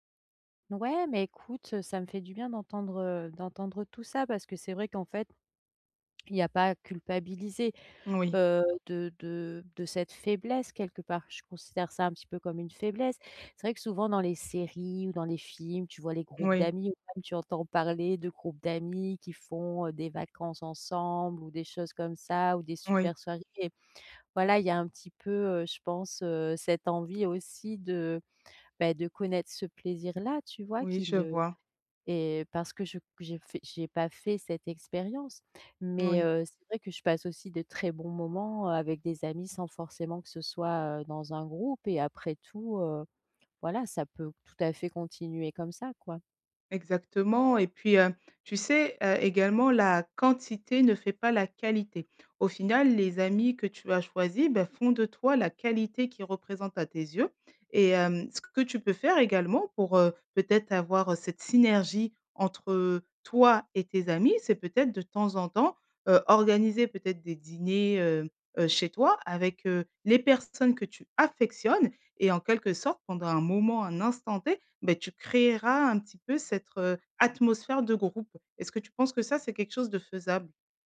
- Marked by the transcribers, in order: other background noise; stressed: "affectionnes"; "cette" said as "cettre"
- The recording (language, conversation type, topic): French, advice, Comment puis-je mieux m’intégrer à un groupe d’amis ?